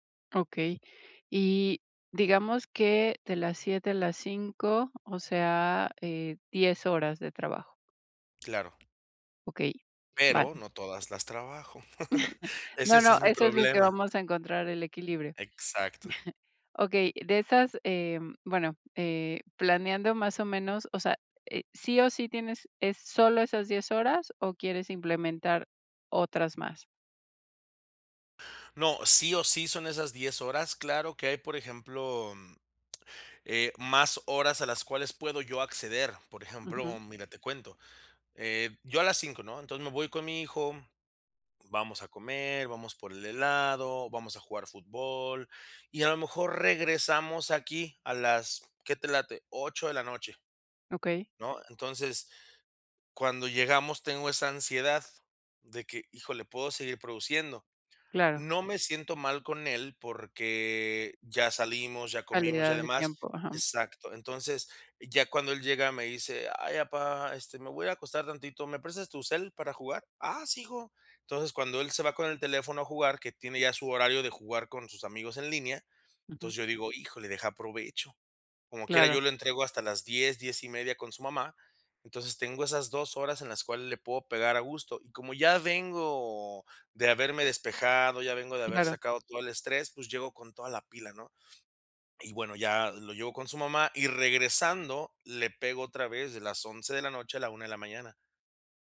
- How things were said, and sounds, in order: tapping; chuckle; laugh; chuckle
- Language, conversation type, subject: Spanish, advice, ¿Cómo puedo establecer una rutina y hábitos que me hagan más productivo?